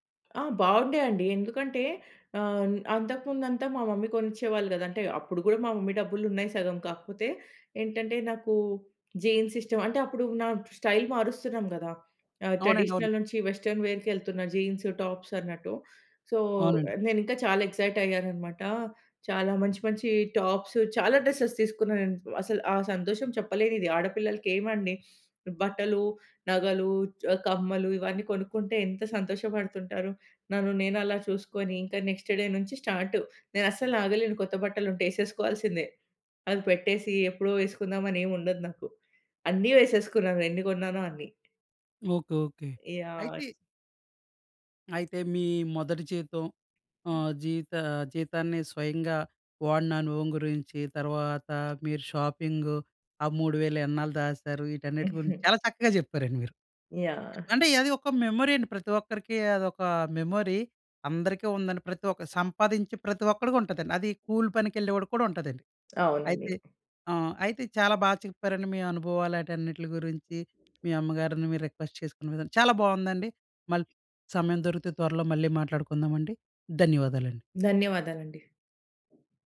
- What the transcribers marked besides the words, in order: other background noise; in English: "మమ్మీ"; in English: "మమ్మీ"; in English: "జీన్స్"; in English: "స్టైల్"; in English: "ట్రెడిషనల్"; in English: "వెస్టర్న్ వేర్‌కి"; in English: "జీన్స్, టాప్స్"; in English: "సో"; in English: "ఎక్సైట్"; in English: "టాప్స్"; in English: "డ్రెస్సెస్"; sniff; in English: "నెక్స్ట్ డే"; tapping; chuckle; in English: "మెమొరీ"; in English: "మెమొరీ"; in English: "రిక్వెస్ట్"
- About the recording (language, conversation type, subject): Telugu, podcast, మొదటి జీతాన్ని మీరు స్వయంగా ఎలా ఖర్చు పెట్టారు?